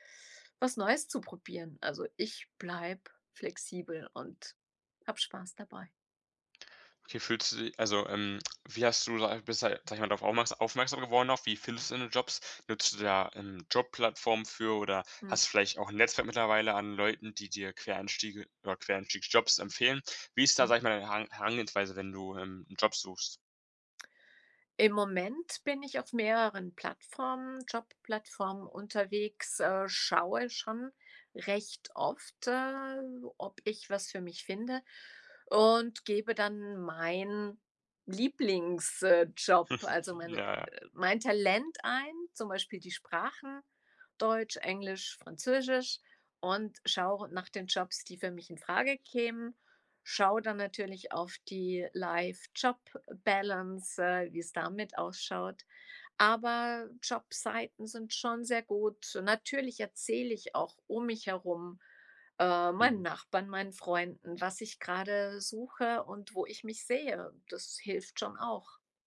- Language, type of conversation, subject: German, podcast, Wie überzeugst du potenzielle Arbeitgeber von deinem Quereinstieg?
- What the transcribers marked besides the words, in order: chuckle